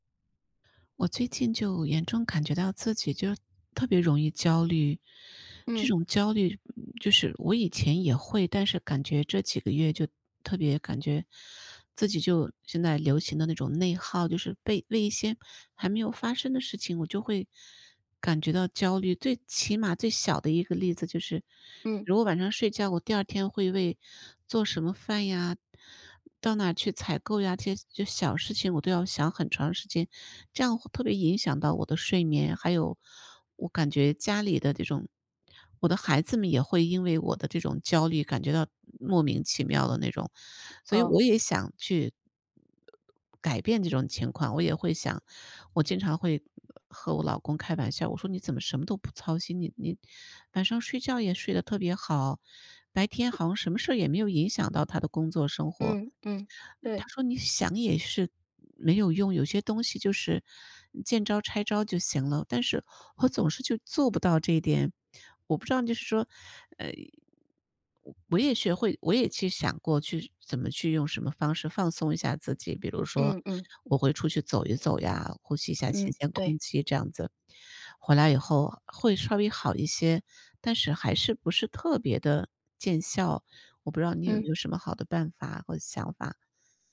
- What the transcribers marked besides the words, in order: none
- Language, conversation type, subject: Chinese, advice, 我怎么才能减少焦虑和精神疲劳？
- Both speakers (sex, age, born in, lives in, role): female, 40-44, China, United States, advisor; female, 55-59, China, United States, user